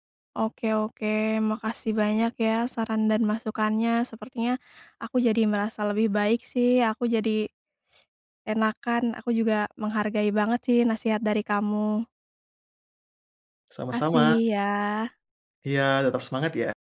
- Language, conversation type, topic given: Indonesian, advice, Bagaimana cara mengatasi sulit tidur karena pikiran stres dan cemas setiap malam?
- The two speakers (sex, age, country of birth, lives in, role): female, 30-34, Indonesia, Indonesia, user; male, 25-29, Indonesia, Indonesia, advisor
- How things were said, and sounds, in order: none